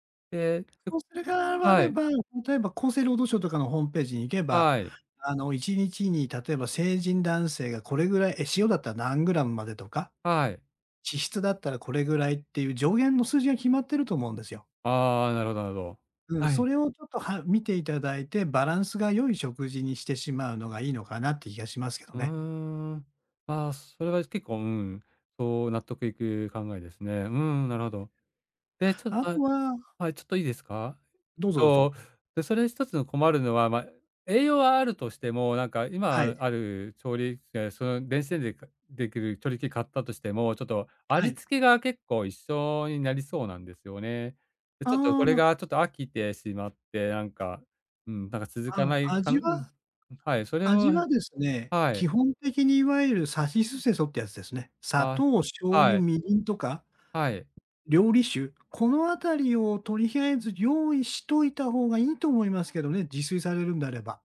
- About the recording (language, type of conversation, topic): Japanese, advice, 料理に自信がなく、栄養のある食事を続けるのが不安なとき、どう始めればよいですか？
- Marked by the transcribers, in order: other noise; other background noise